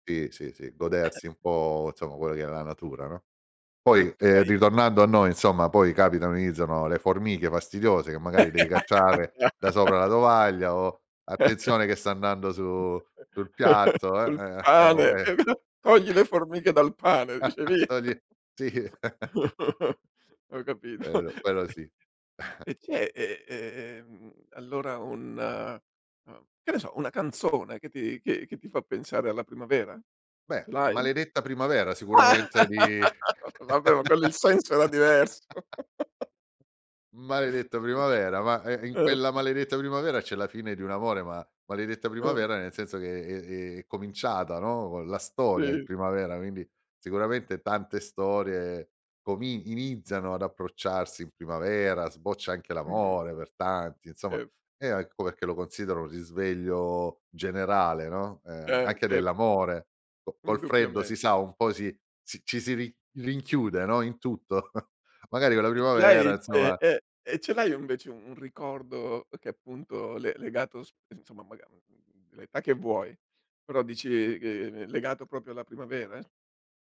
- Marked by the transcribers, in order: other noise; other background noise; laugh; laughing while speaking: "Ah già"; chuckle; unintelligible speech; chuckle; laughing while speaking: "sì"; laughing while speaking: "capito"; chuckle; "Quello-" said as "elo"; chuckle; laughing while speaking: "Ah"; laugh; chuckle; chuckle; "invece" said as "unvece"; "proprio" said as "propio"
- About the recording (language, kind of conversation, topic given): Italian, podcast, Cosa ti piace di più dell'arrivo della primavera?